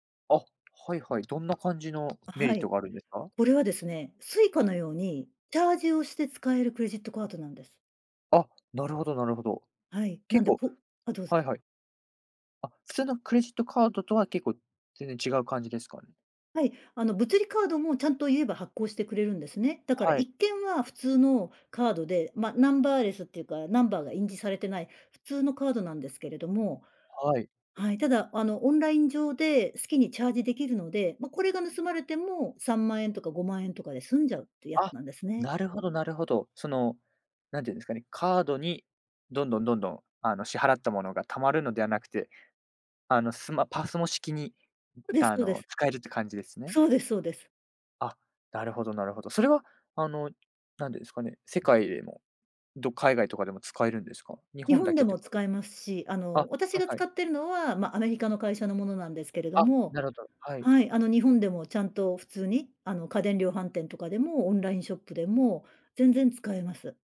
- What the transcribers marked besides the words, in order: other background noise; in English: "ナンバーレス"
- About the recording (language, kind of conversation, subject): Japanese, podcast, プライバシーと利便性は、どのように折り合いをつければよいですか？